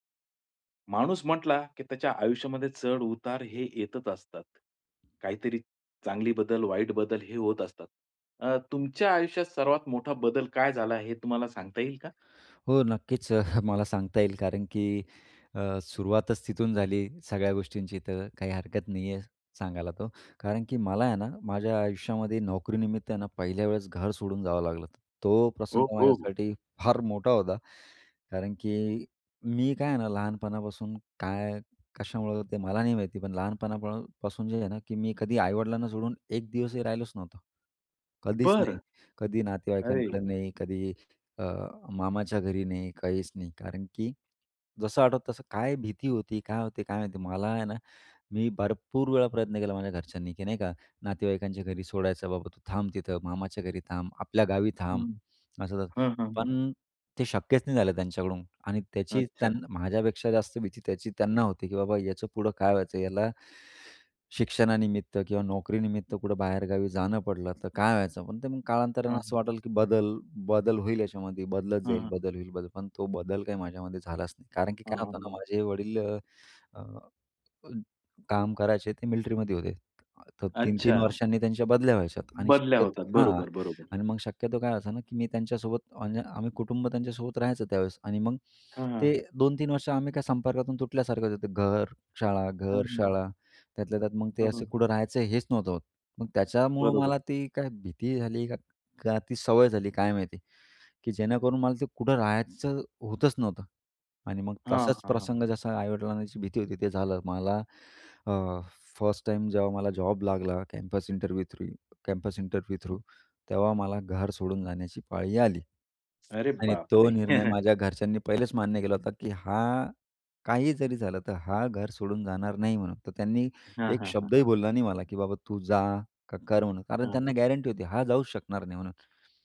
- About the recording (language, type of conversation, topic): Marathi, podcast, तुमच्या आयुष्यातला सर्वात मोठा बदल कधी आणि कसा झाला?
- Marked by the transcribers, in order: other noise; chuckle; tapping; "लहानपणापासून" said as "लहानपळापासून"; in English: "कॅम्पस इंटरव्ह्यू थ्रू कॅम्पस इंटरव्यू थ्रू"; chuckle